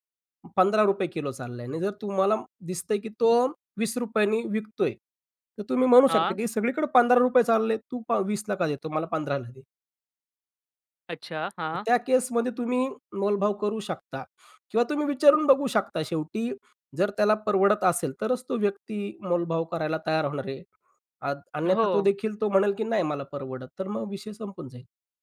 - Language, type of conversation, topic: Marathi, podcast, स्थानिक बाजारातून खरेदी करणे तुम्हाला अधिक चांगले का वाटते?
- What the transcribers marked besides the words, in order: tapping; other background noise